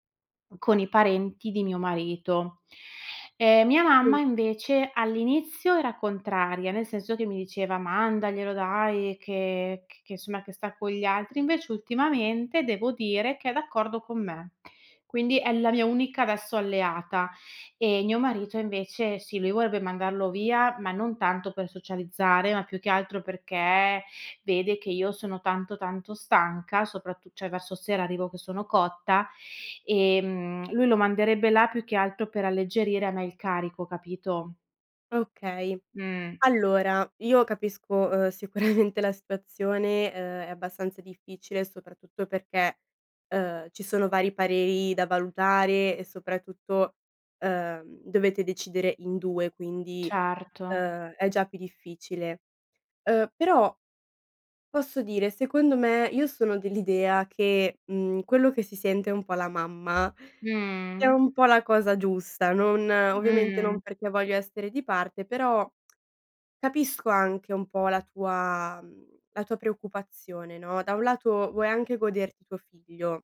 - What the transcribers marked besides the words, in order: laughing while speaking: "sicuramente"; tapping; lip smack
- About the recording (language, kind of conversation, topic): Italian, advice, Come ti senti all’idea di diventare genitore per la prima volta e come vivi l’ansia legata a questo cambiamento?